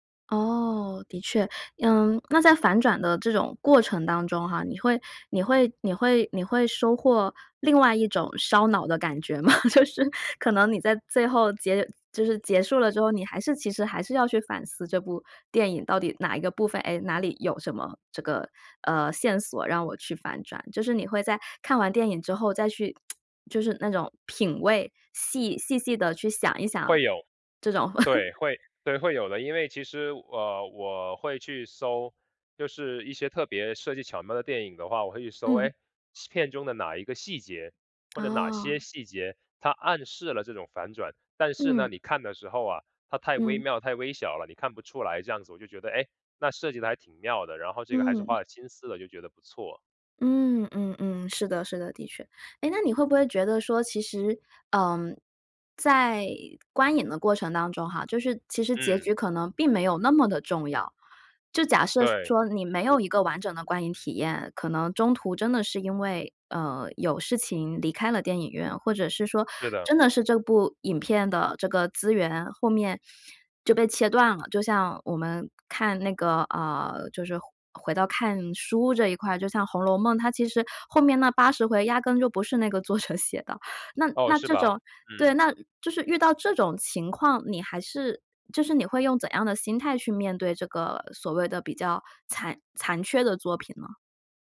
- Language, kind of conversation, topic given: Chinese, podcast, 电影的结局真的那么重要吗？
- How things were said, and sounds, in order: chuckle; laughing while speaking: "就是"; tsk; chuckle; laughing while speaking: "作者"